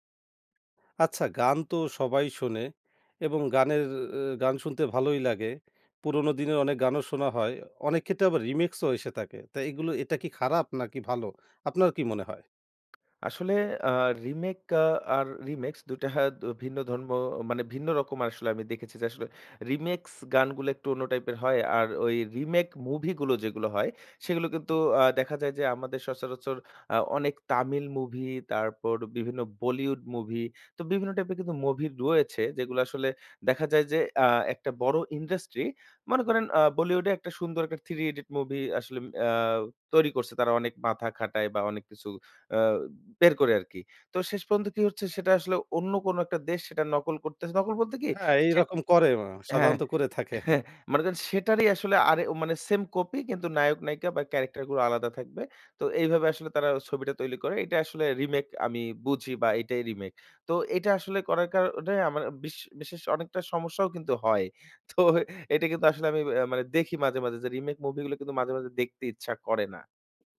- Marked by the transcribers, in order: "রিমিক্স" said as "রিমেক্স"; scoff; "রিমিক্স" said as "রিমেক্স"; "মুভি" said as "মোভি"; chuckle; scoff; in English: "সেম কপি"; "তৈরি" said as "তৈলি"; scoff
- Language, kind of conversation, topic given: Bengali, podcast, রিমেক কি ভালো, না খারাপ—আপনি কেন এমন মনে করেন?